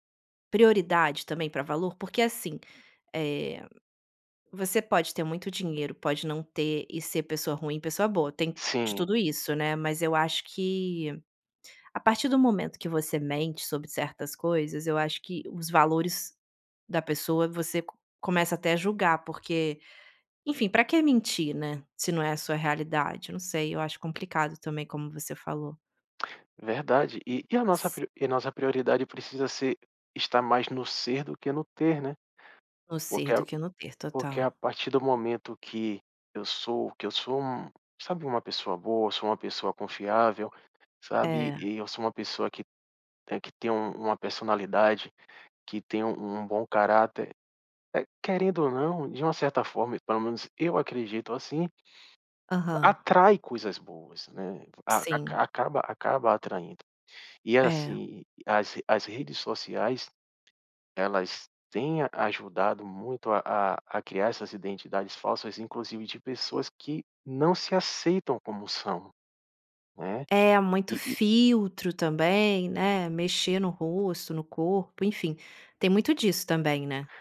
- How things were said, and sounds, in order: none
- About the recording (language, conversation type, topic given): Portuguese, podcast, As redes sociais ajudam a descobrir quem você é ou criam uma identidade falsa?